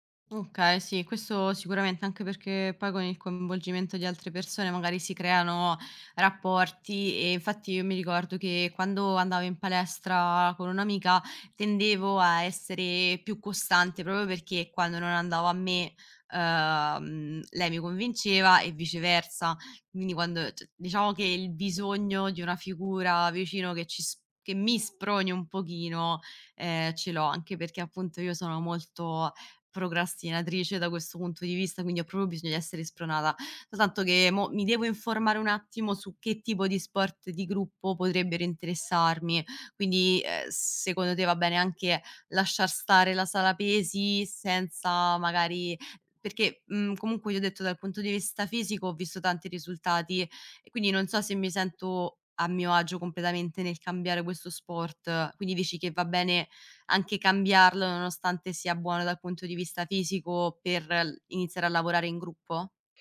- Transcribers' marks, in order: "proprio" said as "propio"; "quindi" said as "uindi"; stressed: "mi"; "proprio" said as "pro"; "soltanto" said as "sotanto"
- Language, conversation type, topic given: Italian, advice, Come posso mantenere la costanza nell’allenamento settimanale nonostante le difficoltà?